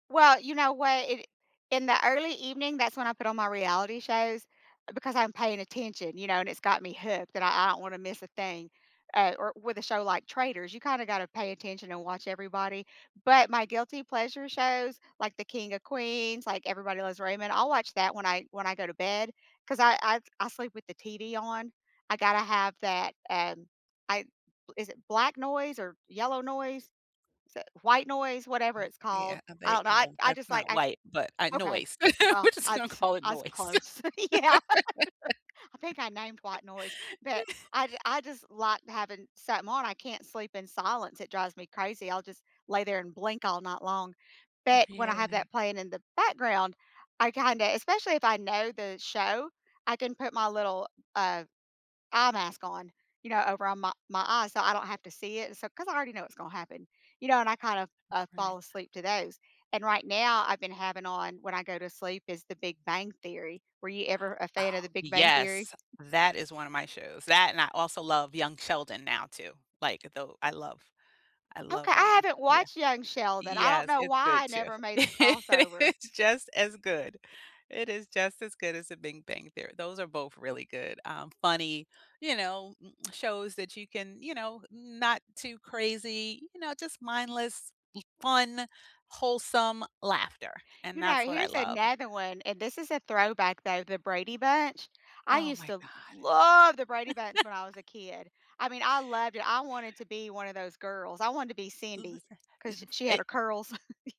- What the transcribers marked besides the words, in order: scoff; laughing while speaking: "Yeah"; chuckle; laugh; laughing while speaking: "We're just gonna call it noise"; laugh; other background noise; laugh; laughing while speaking: "It's"; tsk; stressed: "love"; chuckle; chuckle
- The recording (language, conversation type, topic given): English, unstructured, Which guilty-pleasure show, movie, book, or song do you proudly defend—and why?
- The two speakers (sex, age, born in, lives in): female, 50-54, United States, United States; female, 50-54, United States, United States